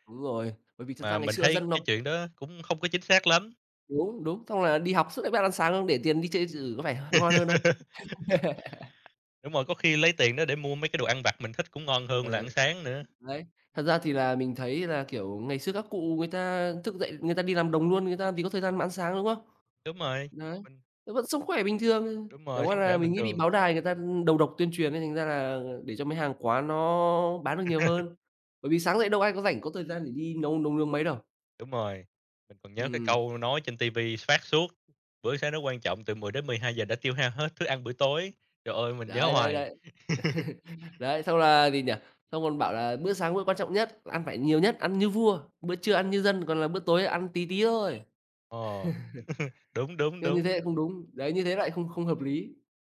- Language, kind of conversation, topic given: Vietnamese, unstructured, Bạn thường làm gì để bắt đầu một ngày mới vui vẻ?
- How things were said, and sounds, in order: other background noise; laugh; tapping; laugh; chuckle; chuckle